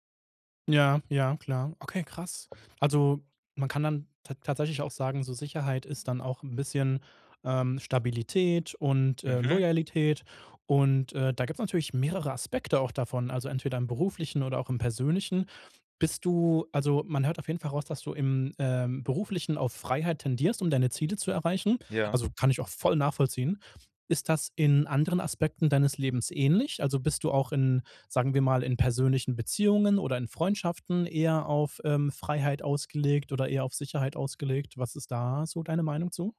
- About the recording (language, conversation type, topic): German, podcast, Mal ehrlich: Was ist dir wichtiger – Sicherheit oder Freiheit?
- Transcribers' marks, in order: other background noise